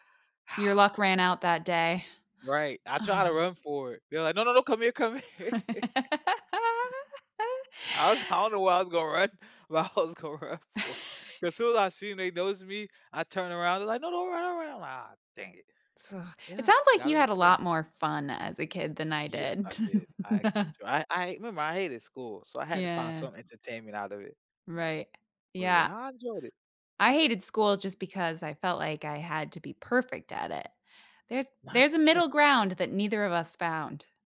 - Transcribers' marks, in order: sigh; sigh; laugh; laughing while speaking: "come here"; chuckle; unintelligible speech; laugh; unintelligible speech
- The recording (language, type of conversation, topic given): English, unstructured, How did that first report card shape your attitude toward school?
- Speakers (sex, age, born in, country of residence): female, 35-39, United States, United States; male, 30-34, United States, United States